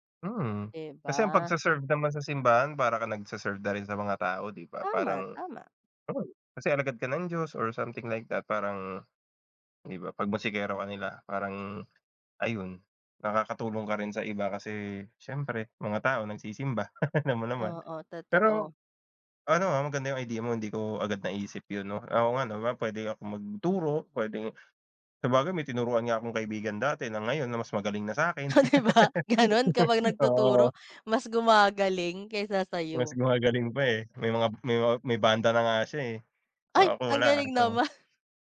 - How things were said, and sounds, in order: laugh; laughing while speaking: "Oh di ba"; laugh; laughing while speaking: "naman"
- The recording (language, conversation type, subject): Filipino, unstructured, Mas gugustuhin mo bang makilala dahil sa iyong talento o sa iyong kabutihan?